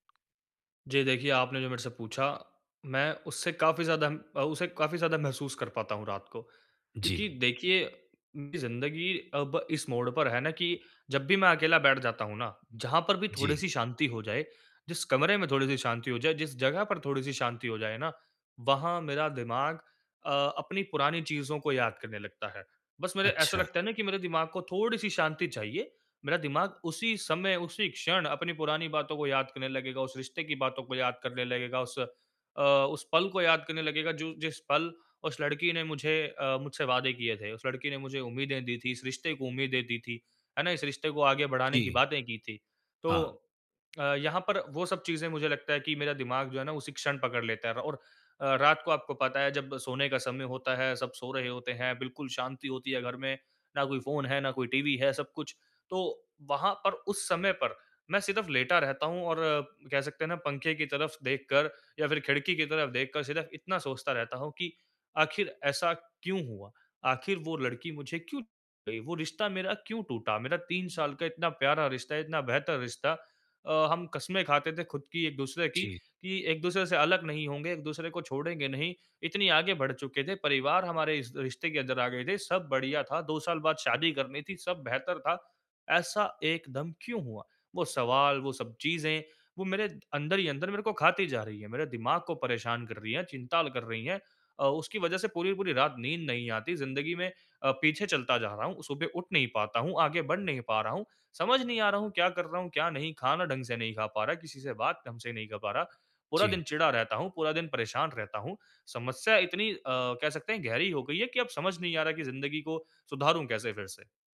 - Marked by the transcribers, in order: none
- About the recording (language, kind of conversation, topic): Hindi, advice, मैं समर्थन कैसे खोजूँ और अकेलेपन को कैसे कम करूँ?